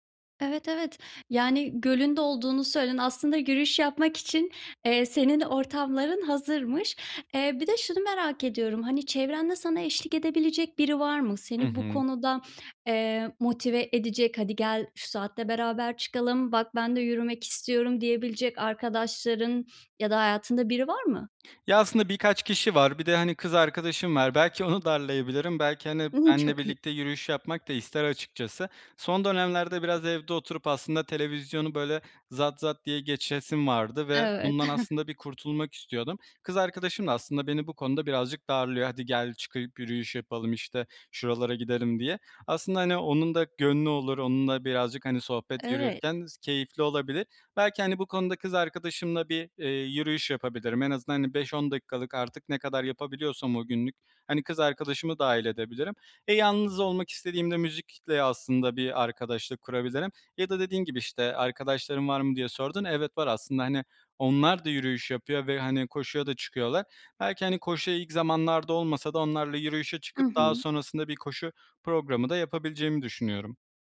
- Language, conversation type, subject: Turkish, advice, Kısa yürüyüşleri günlük rutinime nasıl kolayca ve düzenli olarak dahil edebilirim?
- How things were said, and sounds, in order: sniff; giggle; chuckle